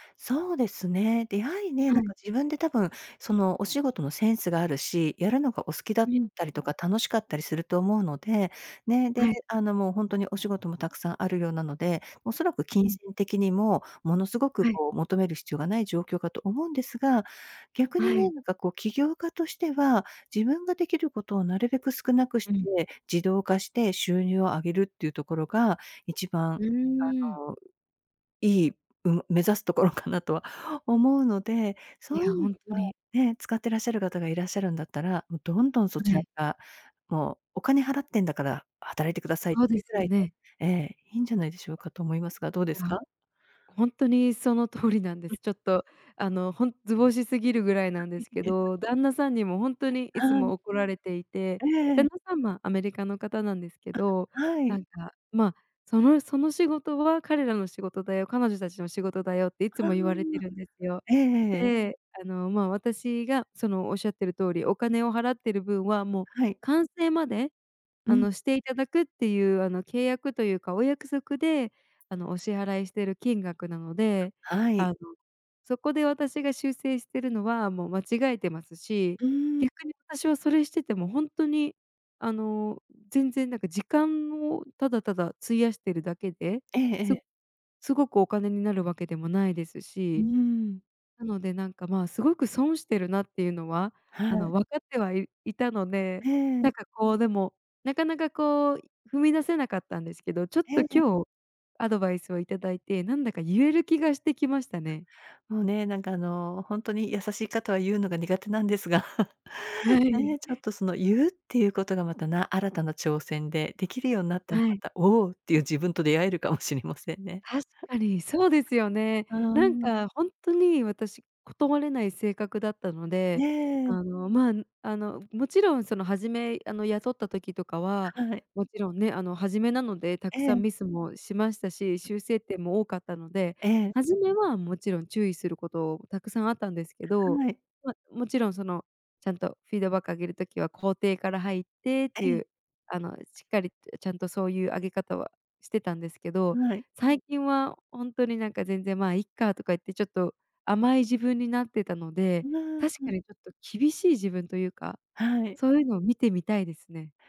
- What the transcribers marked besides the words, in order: other background noise; tapping; unintelligible speech; chuckle; laughing while speaking: "しれませんね"; chuckle
- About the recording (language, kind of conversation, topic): Japanese, advice, 仕事が多すぎて終わらないとき、どうすればよいですか？